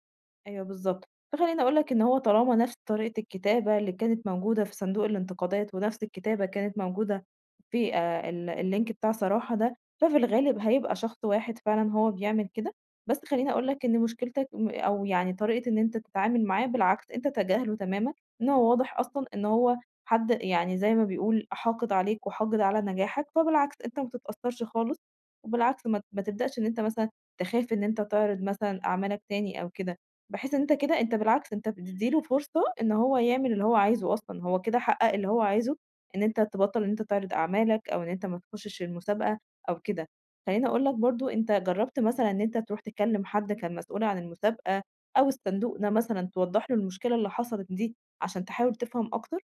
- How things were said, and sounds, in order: in English: "الLink"; horn
- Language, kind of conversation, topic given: Arabic, advice, إزاي خوفك من النقد بيمنعك إنك تعرض شغلك؟